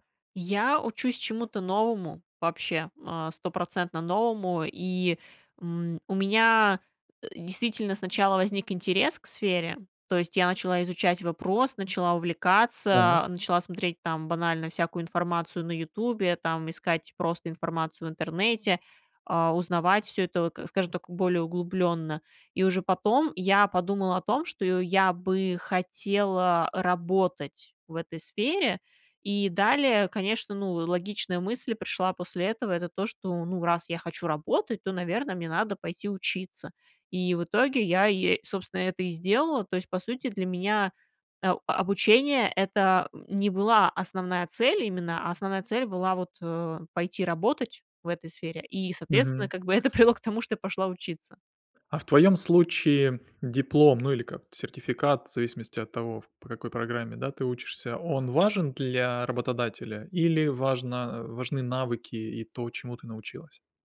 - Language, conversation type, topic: Russian, podcast, Как не потерять мотивацию, когда начинаешь учиться заново?
- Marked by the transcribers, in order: tapping; laughing while speaking: "привело"; other background noise